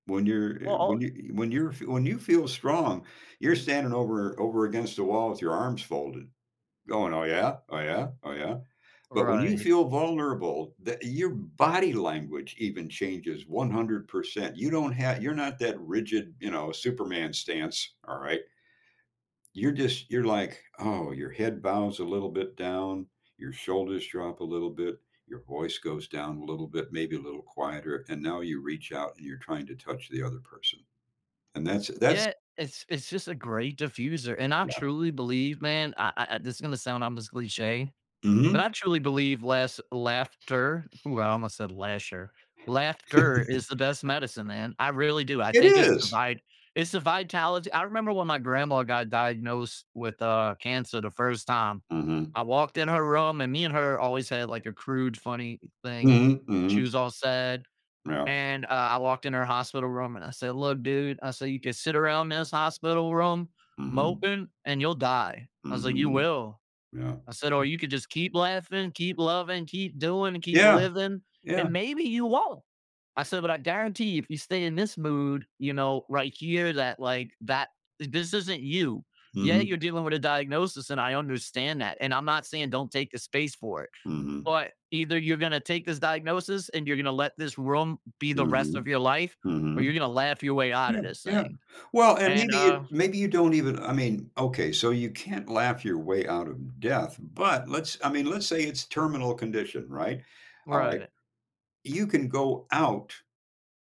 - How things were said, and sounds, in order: stressed: "body"; other background noise; chuckle; tapping
- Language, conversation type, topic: English, unstructured, How can I use humor to ease tension with someone I love?